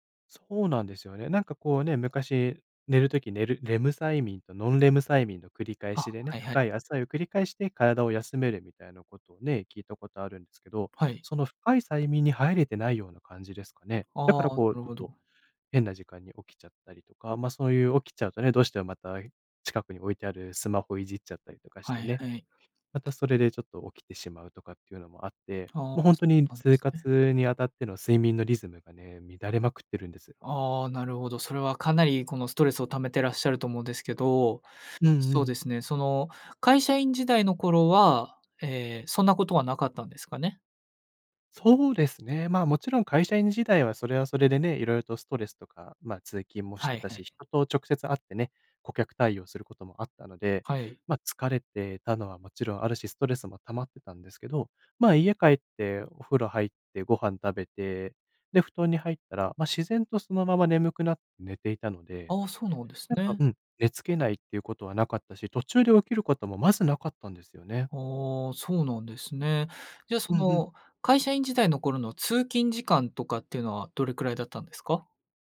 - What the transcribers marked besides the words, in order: none
- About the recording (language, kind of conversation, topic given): Japanese, advice, 夜に寝つけず睡眠リズムが乱れているのですが、どうすれば整えられますか？